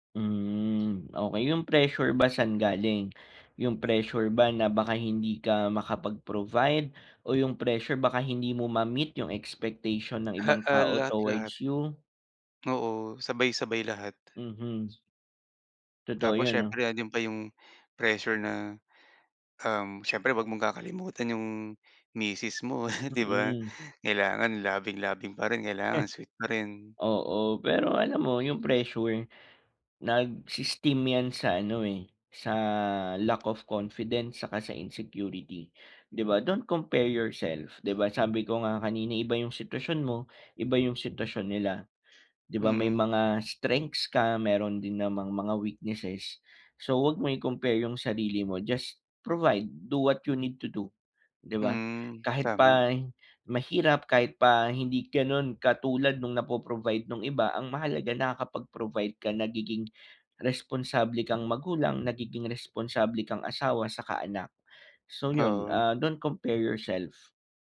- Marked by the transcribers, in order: drawn out: "Hmm"; bird; chuckle; snort; in English: "just provide do what you need to do"
- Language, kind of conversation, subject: Filipino, advice, Paano ko matatanggap ang mga bagay na hindi ko makokontrol?